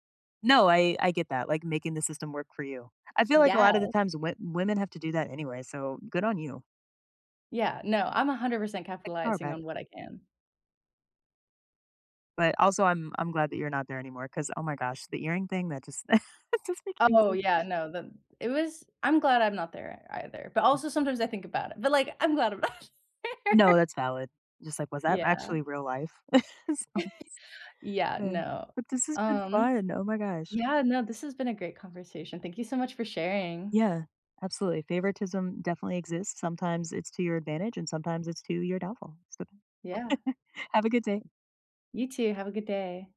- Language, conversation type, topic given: English, unstructured, Have you experienced favoritism in the workplace, and how did it feel?
- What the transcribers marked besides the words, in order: laugh; laughing while speaking: "it just"; unintelligible speech; laughing while speaking: "I'm not there"; laugh; laugh; other background noise